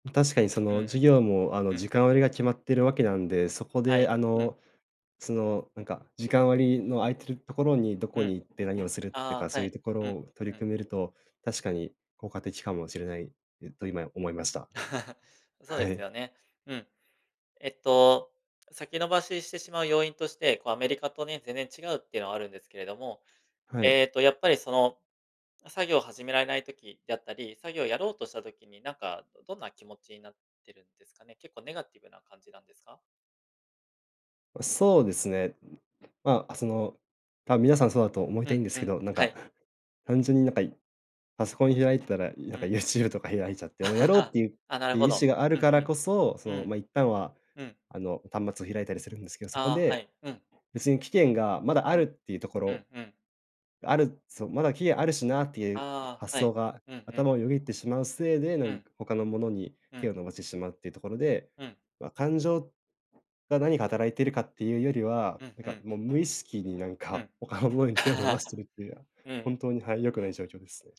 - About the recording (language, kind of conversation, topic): Japanese, advice, なぜ重要な集中作業を始められず、つい先延ばししてしまうのでしょうか？
- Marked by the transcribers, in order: tapping; laugh; other background noise; laugh; laugh